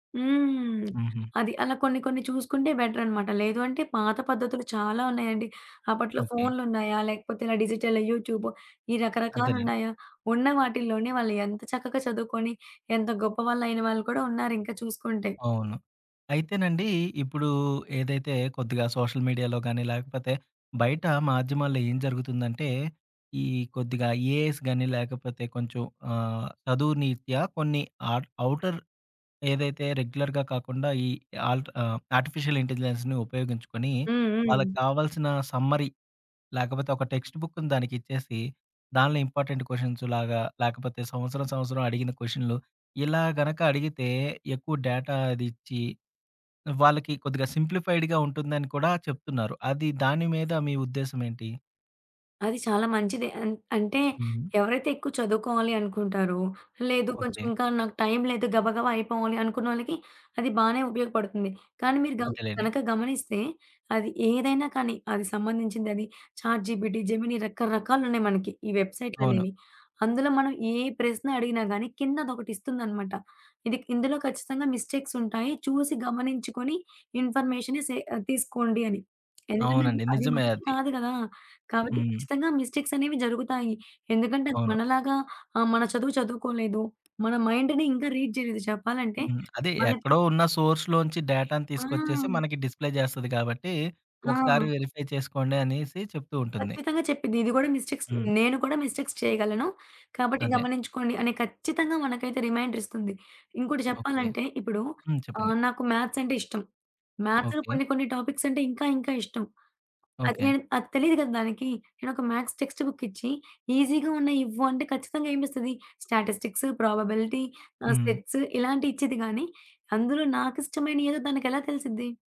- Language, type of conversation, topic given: Telugu, podcast, ఆన్‌లైన్ నేర్చుకోవడం పాఠశాల విద్యను ఎలా మెరుగుపరచగలదని మీరు భావిస్తారు?
- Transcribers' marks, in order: in English: "సోషల్ మీడియాలో"; in English: "ఏఐస్"; in English: "అవుటర్"; in English: "రెగ్యులర్‌గా"; in English: "ఆర్టిఫిషియల్ ఇంటెలిజెన్స్‌ని"; in English: "సమ్మరి"; other background noise; in English: "టెక్స్ట్"; in English: "ఇంపార్టెంట్ క్వెషన్స్‌లాగా"; in English: "డేటా"; in English: "సింప్లిఫైడ్‌గా"; in English: "చాట్‌జీపీటీ, జెమిని"; in English: "మిస్టేక్స్"; in English: "మిస్టేక్స్"; tapping; in English: "మైండ్‌ని"; in English: "రీడ్"; in English: "సోర్స్‌లో"; in English: "డిస్‌ప్లే"; in English: "మిస్టేక్స్"; in English: "మిస్టేక్స్"; in English: "మ్యాథ్స్‌లో"; in English: "మ్యాథ్స్ టెక్స్ట్ బుక్"; in English: "ఈజీగా"; in English: "స్టాటిస్టిక్స్, ప్రాబబిలిటీ"; in English: "సెట్స్"